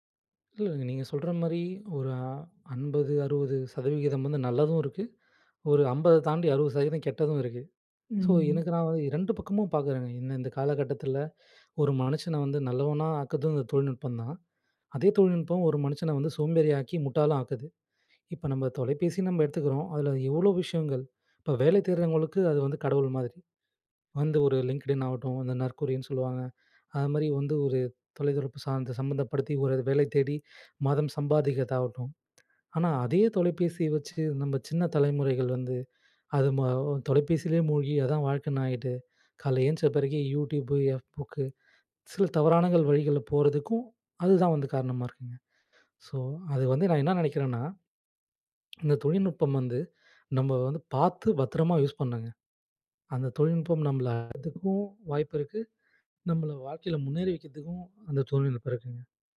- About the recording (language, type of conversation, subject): Tamil, podcast, புதிய தொழில்நுட்பங்கள் உங்கள் தினசரி வாழ்வை எப்படி மாற்றின?
- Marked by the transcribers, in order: inhale; inhale; inhale; inhale; inhale; inhale; inhale; inhale; "காலையில" said as "கால்ல"; inhale; "தவறான" said as "தவறானங்கள்"; inhale; lip smack; inhale; unintelligible speech; inhale; "வைக்கிறதுக்கும்" said as "வைக்கித்துக்கும்"